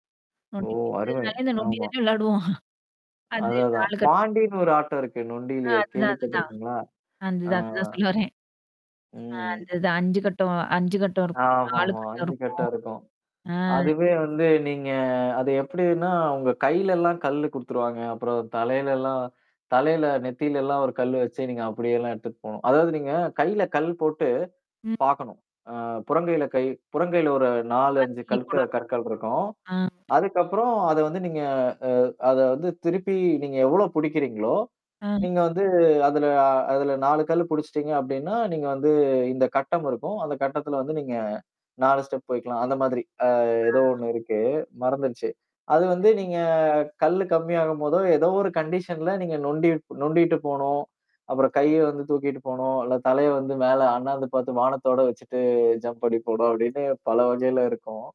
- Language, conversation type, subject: Tamil, podcast, சின்ன வயதில் வெளியில் விளையாடிய நினைவுகளைப் பகிர முடியுமா?
- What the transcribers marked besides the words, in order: other background noise; distorted speech; static; unintelligible speech; laughing while speaking: "விளையாடுவோம்"; tapping; laughing while speaking: "சொல்ல வரேன்"; mechanical hum; unintelligible speech; in English: "ஸ்டெப்"; drawn out: "அ"; in English: "கண்டிஷன்ல"; laughing while speaking: "இல்ல தலைய வந்து மேல அண்ணாந்து … பல வகையில இருக்கும்"; in English: "ஜம்ப்"